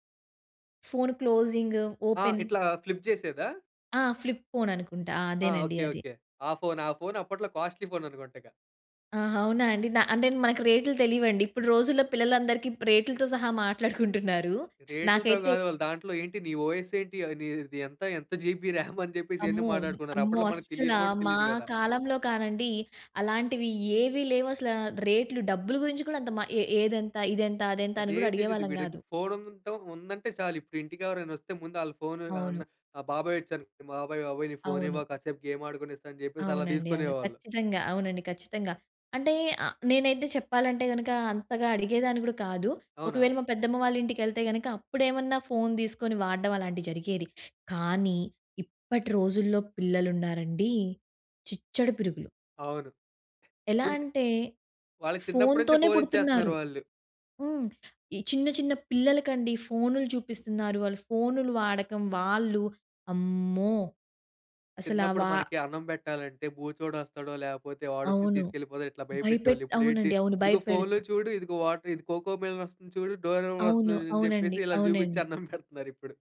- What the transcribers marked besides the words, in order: in English: "క్లోజింగ్, ఓపెన్!"; in English: "ఫ్లిప్"; in English: "ఫ్లిప్ ఫోన్"; in English: "కాస్ట్లీ ఫోన్"; chuckle; in English: "ఓయస్"; in English: "జీబీ ర్యామ్?"; chuckle; in English: "గేమ్"; chuckle; in English: "వాటర్"; chuckle
- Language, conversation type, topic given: Telugu, podcast, పిల్లల ఫోన్ వినియోగ సమయాన్ని పర్యవేక్షించాలా వద్దా అనే విషయంలో మీరు ఎలా నిర్ణయం తీసుకుంటారు?